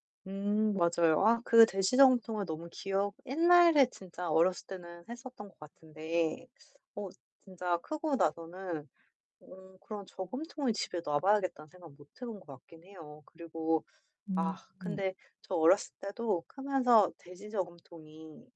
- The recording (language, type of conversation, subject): Korean, advice, 저축을 규칙적인 습관으로 만들려면 어떻게 해야 하나요?
- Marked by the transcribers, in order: distorted speech; tapping